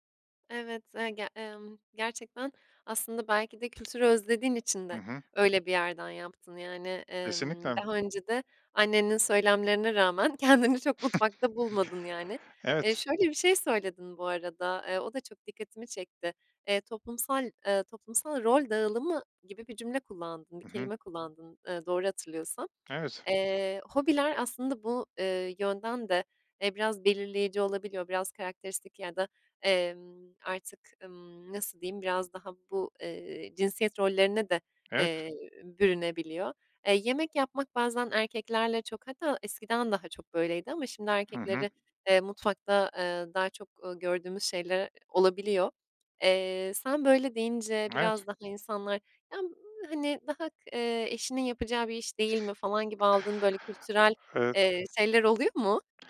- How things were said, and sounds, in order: tapping; other background noise; laughing while speaking: "kendini çok mutfakta"; chuckle
- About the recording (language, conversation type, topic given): Turkish, podcast, Yemek yapmayı hobi hâline getirmek isteyenlere ne önerirsiniz?